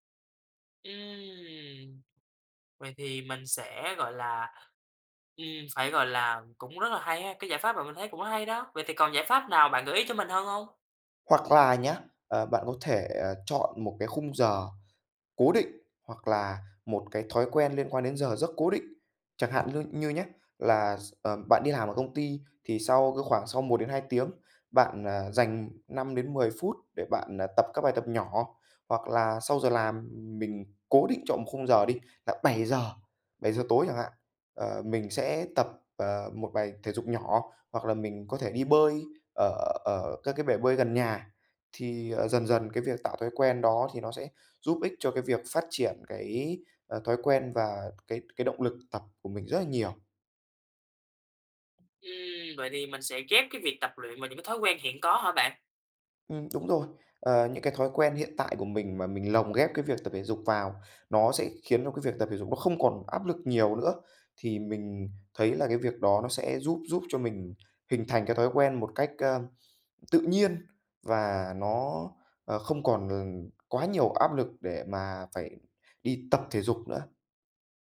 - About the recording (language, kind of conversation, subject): Vietnamese, advice, Vì sao bạn bị mất động lực tập thể dục đều đặn?
- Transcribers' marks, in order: tapping; other background noise